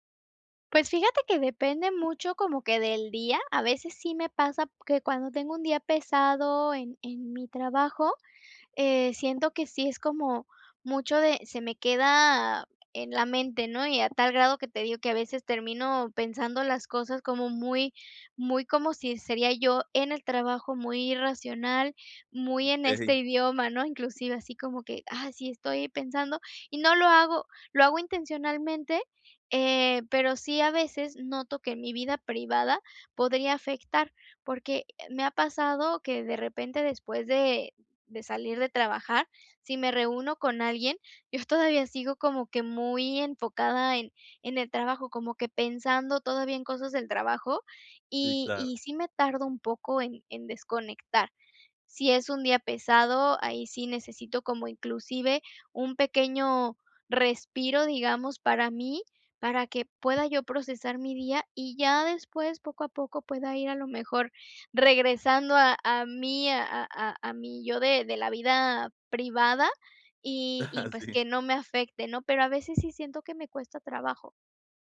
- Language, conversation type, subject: Spanish, advice, ¿Cómo puedo equilibrar mi vida personal y mi trabajo sin perder mi identidad?
- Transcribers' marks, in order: laughing while speaking: "este idioma"; laughing while speaking: "Ajá, sí"; tapping